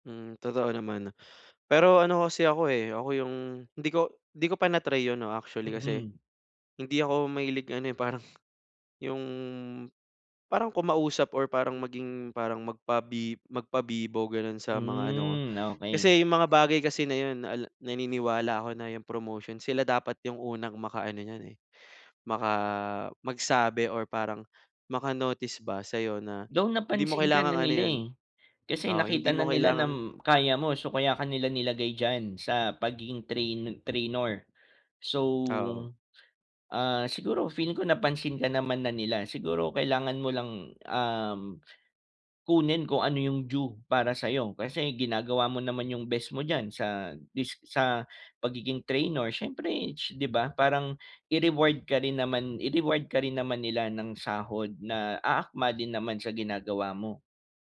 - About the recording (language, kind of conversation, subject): Filipino, advice, Paano ko mahahanap ang kahulugan sa aking araw-araw na trabaho?
- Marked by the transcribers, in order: other background noise; tapping